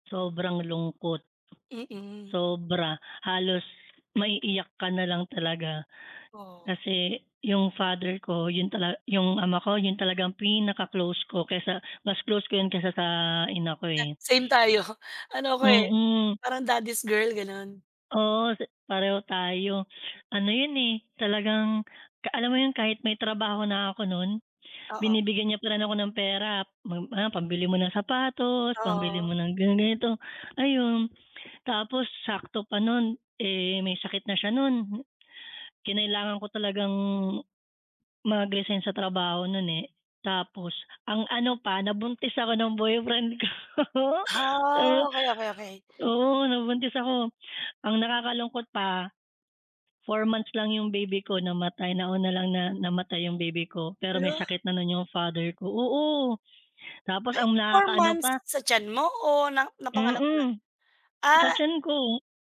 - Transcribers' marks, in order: laughing while speaking: "tayo"; laughing while speaking: "ko"
- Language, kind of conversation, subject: Filipino, unstructured, Paano mo hinaharap ang sakit ng pagkawala ng mahal sa buhay?